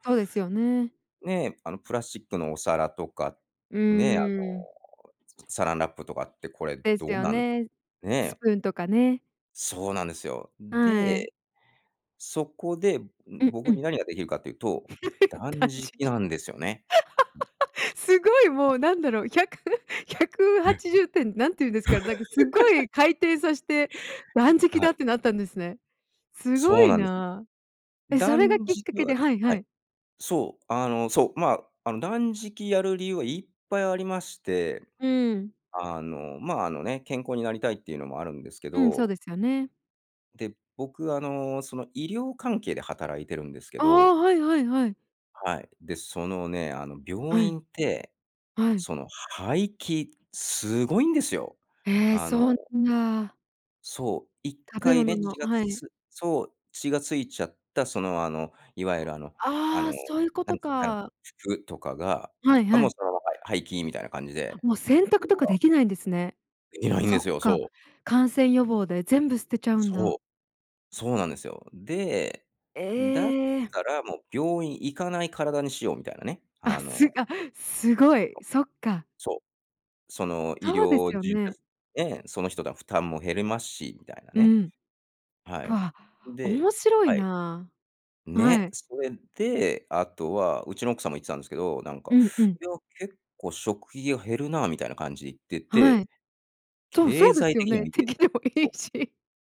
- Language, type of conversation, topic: Japanese, podcast, 日常生活の中で自分にできる自然保護にはどんなことがありますか？
- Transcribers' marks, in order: laugh; laughing while speaking: "断食"; laugh; swallow; laughing while speaking: "ひゃくひゃくはちじゅってん"; other noise; laugh; laughing while speaking: "てきでもいいし"